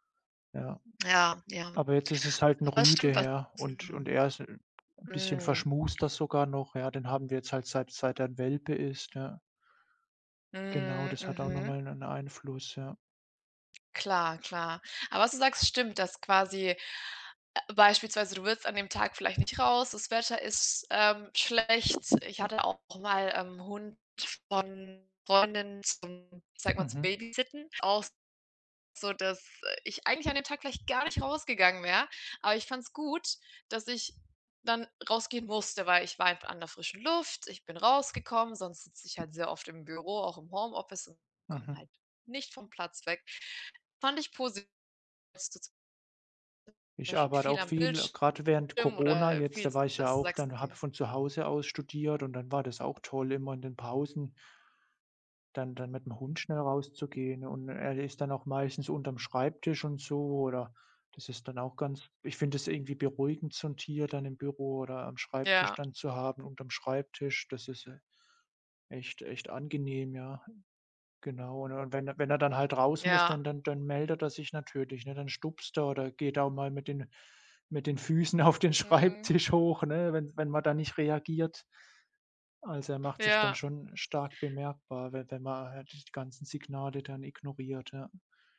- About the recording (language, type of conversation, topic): German, unstructured, Was fasziniert dich am meisten an Haustieren?
- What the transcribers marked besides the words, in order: unintelligible speech; other background noise; tapping; unintelligible speech; laughing while speaking: "auf den Schreibtisch"